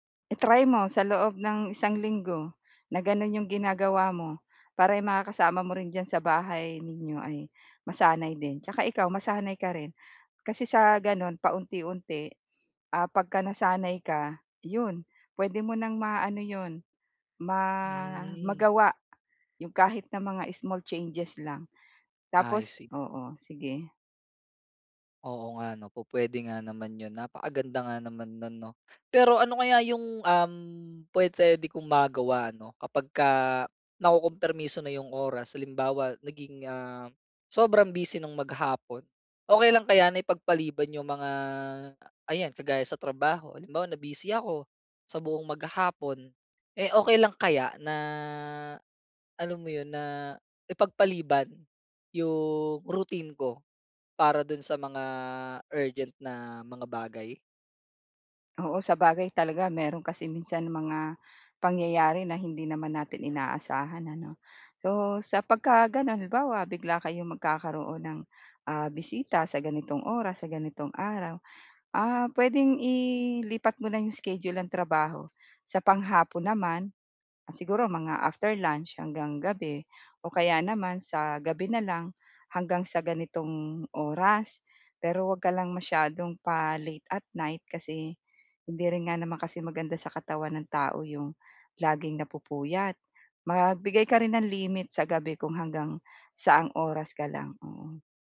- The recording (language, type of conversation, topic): Filipino, advice, Paano ako makakagawa ng pinakamaliit na susunod na hakbang patungo sa layunin ko?
- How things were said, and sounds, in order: other background noise; in English: "pa-late at night"